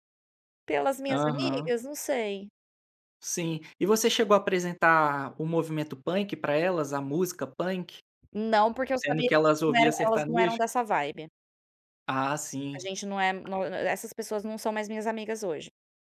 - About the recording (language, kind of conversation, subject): Portuguese, podcast, Como você descobre música nova hoje em dia?
- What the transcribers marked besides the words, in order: none